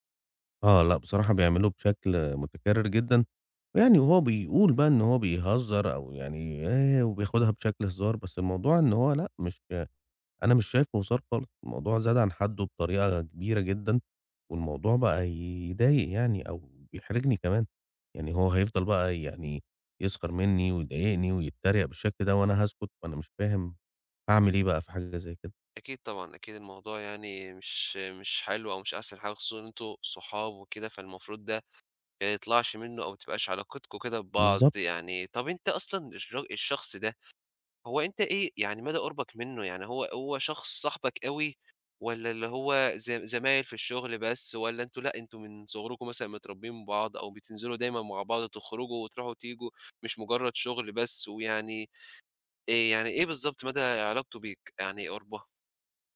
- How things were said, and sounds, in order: put-on voice: "آآ"
- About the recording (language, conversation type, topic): Arabic, advice, صديق بيسخر مني قدام الناس وبيحرجني، أتعامل معاه إزاي؟